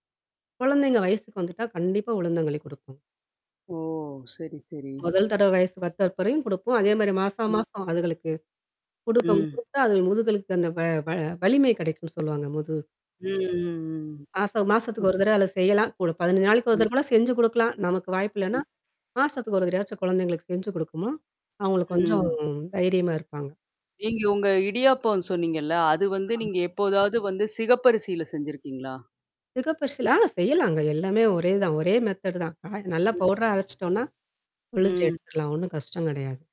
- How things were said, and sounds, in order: other background noise; distorted speech; tapping; static; drawn out: "ம் ம், ம்"; background speech; unintelligible speech; in English: "மெத்தேடு"
- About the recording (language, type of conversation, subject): Tamil, podcast, உங்கள் பாரம்பரிய உணவுகளில் உங்களுக்குப் பிடித்த ஒரு இதமான உணவைப் பற்றி சொல்ல முடியுமா?